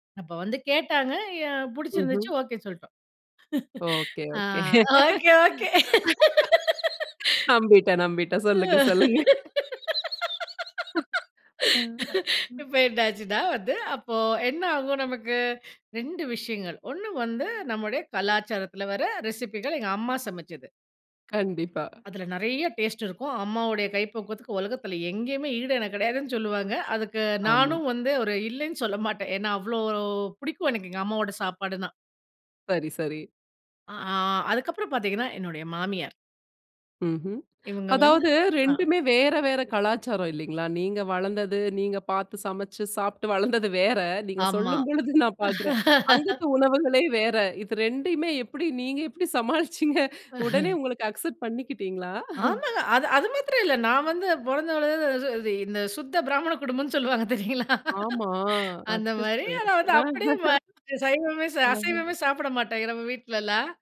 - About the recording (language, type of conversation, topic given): Tamil, podcast, இந்த ரெசிபியின் ரகசியம் என்ன?
- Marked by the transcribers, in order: laugh; laughing while speaking: "அ, ஒகே ஒகே!"; laugh; chuckle; other noise; in English: "ரெசிபிகள்"; in English: "டேஸ்ட்"; drawn out: "அவ்ளோ"; other background noise; laugh; chuckle; in English: "அக்செப்ட்"; chuckle; drawn out: "ஆமா"; laughing while speaking: "தெரியுங்களா?"; chuckle